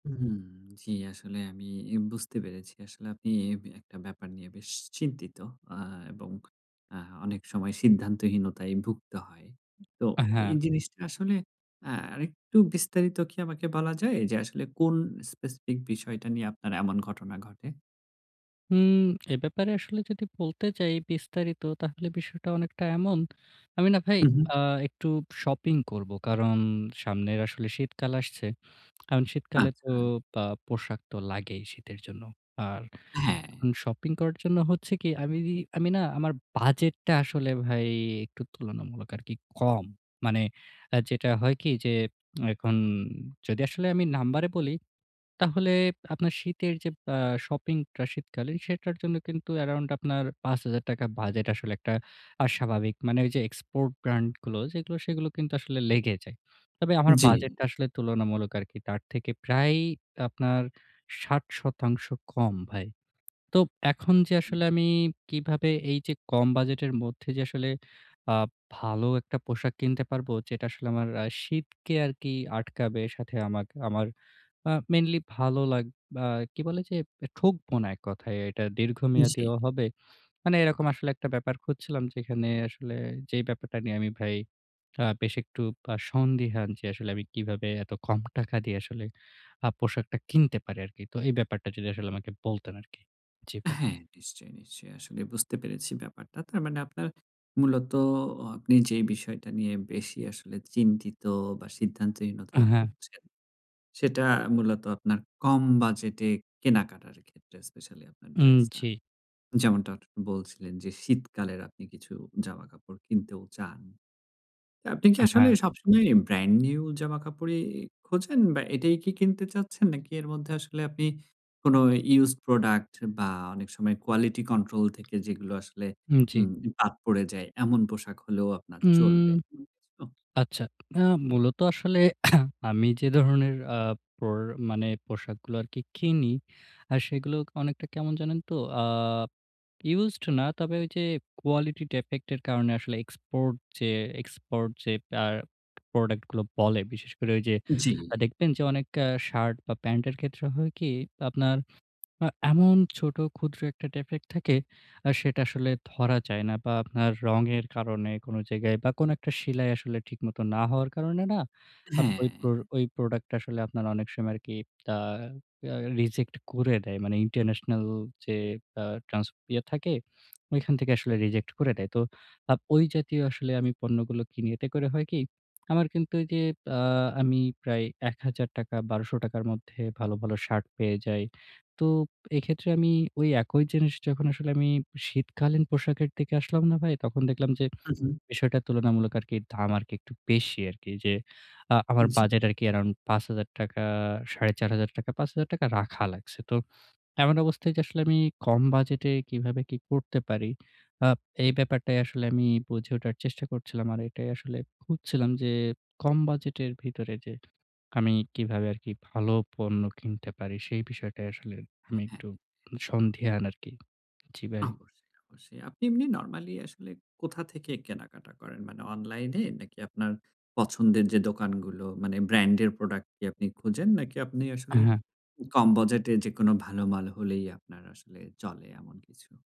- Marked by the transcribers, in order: in English: "স্পেসিফিক"; lip smack; lip smack; in English: "export"; tapping; drawn out: "হুম"; cough; in English: "defect"; in English: "export"; in English: "export"; in English: "defect"; lip smack; in English: "around"
- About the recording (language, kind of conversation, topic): Bengali, advice, বাজেটের মধ্যে স্টাইলিশ ও টেকসই পোশাক কীভাবে কেনা যায়?